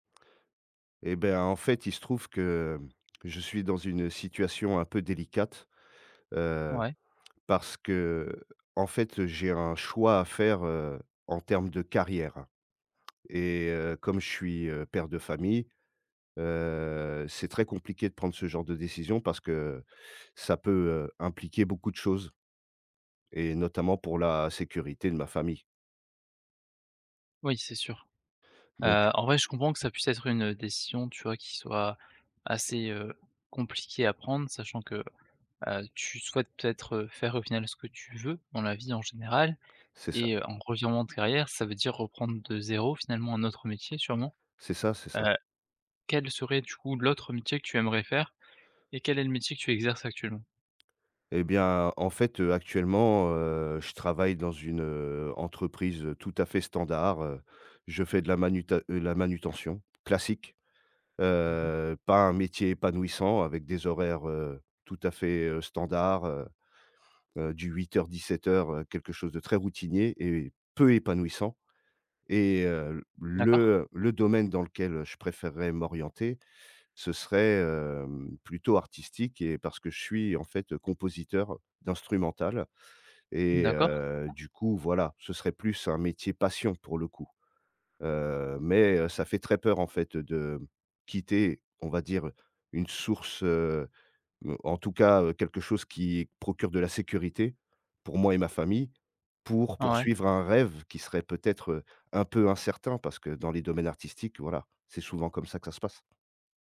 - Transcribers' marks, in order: stressed: "carrière"; other background noise; stressed: "classique"; stressed: "peu"
- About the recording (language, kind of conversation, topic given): French, advice, Comment surmonter une indécision paralysante et la peur de faire le mauvais choix ?